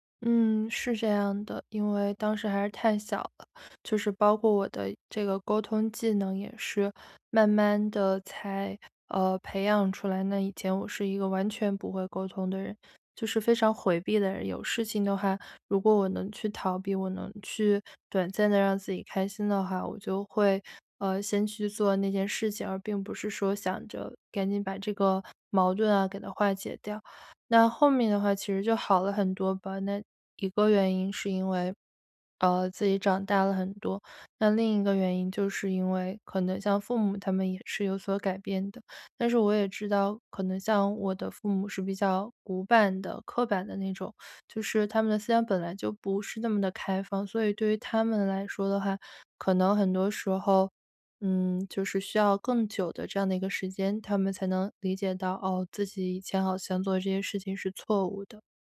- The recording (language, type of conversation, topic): Chinese, podcast, 当父母越界时，你通常会怎么应对？
- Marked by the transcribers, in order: none